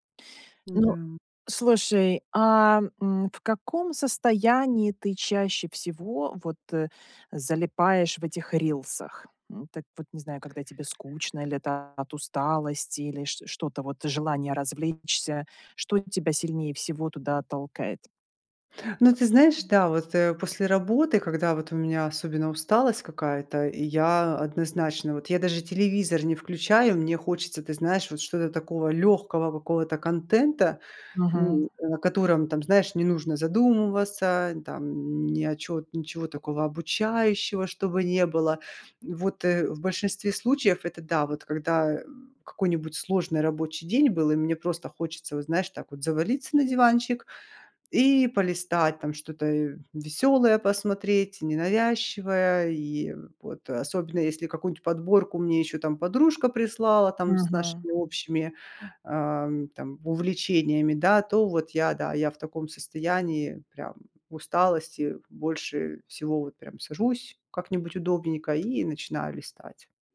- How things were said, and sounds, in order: tapping
- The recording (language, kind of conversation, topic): Russian, advice, Как мне сократить вечернее время за экраном и меньше сидеть в интернете?